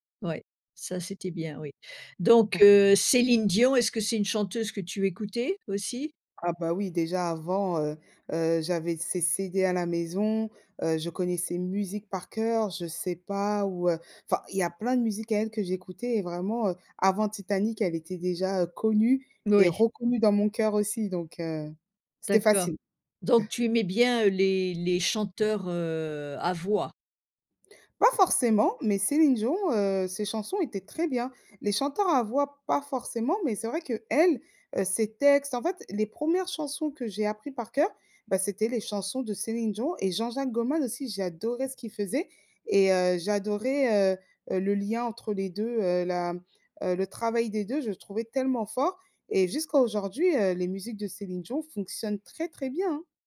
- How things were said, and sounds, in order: chuckle; chuckle
- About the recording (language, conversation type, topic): French, podcast, Comment décrirais-tu la bande-son de ta jeunesse ?